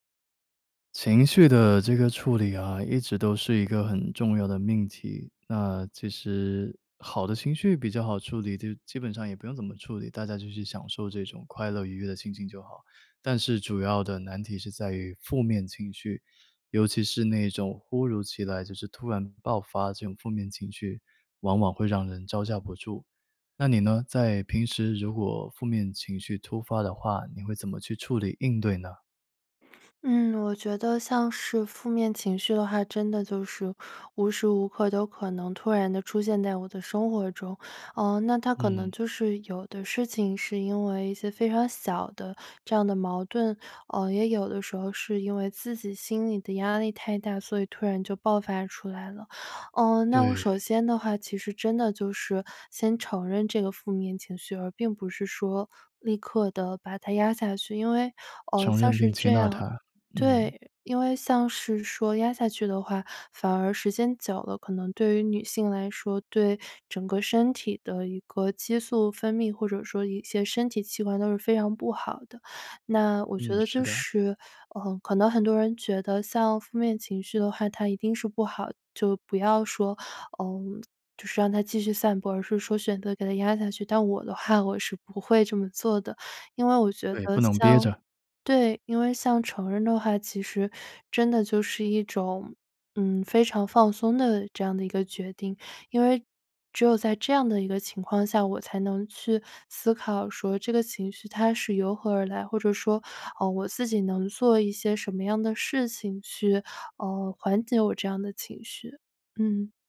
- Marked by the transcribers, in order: none
- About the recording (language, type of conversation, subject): Chinese, podcast, 你平时怎么处理突发的负面情绪？